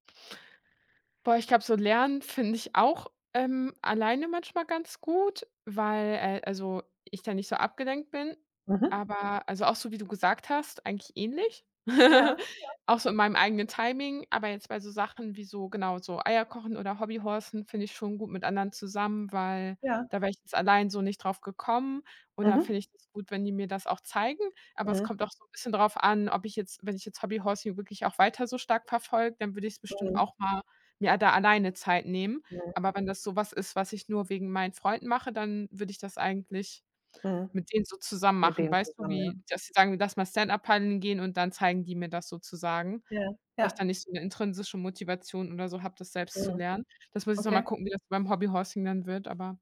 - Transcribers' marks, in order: other background noise; chuckle; in English: "Hobby-horsen"; in English: "Hobby Horsing"; in English: "Hobby Horsing"
- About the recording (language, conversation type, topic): German, unstructured, Was macht Lernen für dich spannend?